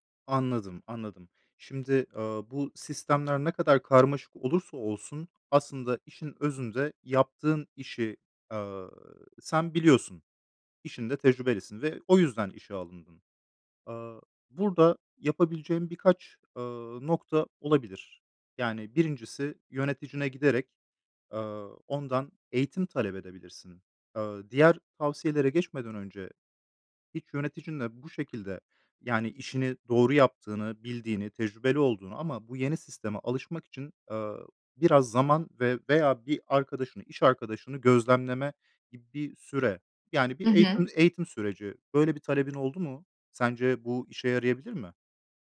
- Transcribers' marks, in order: none
- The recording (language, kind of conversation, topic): Turkish, advice, İş yerindeki yeni teknolojileri öğrenirken ve çalışma biçimindeki değişikliklere uyum sağlarken nasıl bir yol izleyebilirim?